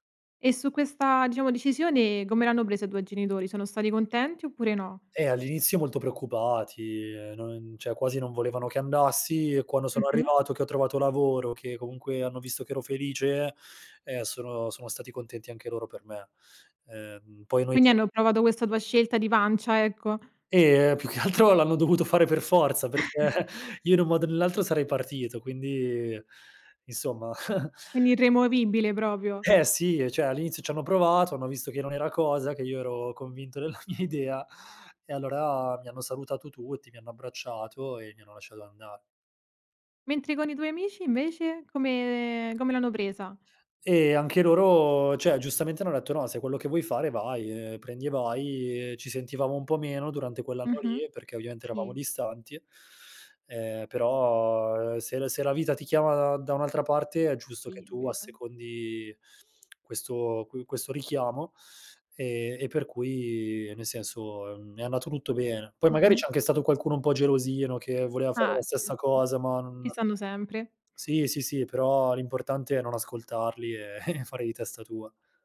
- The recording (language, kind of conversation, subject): Italian, podcast, Raccontami di una volta in cui hai seguito il tuo istinto: perché hai deciso di fidarti di quella sensazione?
- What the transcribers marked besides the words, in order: "cioè" said as "ceh"; laughing while speaking: "altro, l'hanno dovuto fare per forza, perché"; chuckle; chuckle; "cioè" said as "ceh"; laughing while speaking: "della mia"; chuckle; chuckle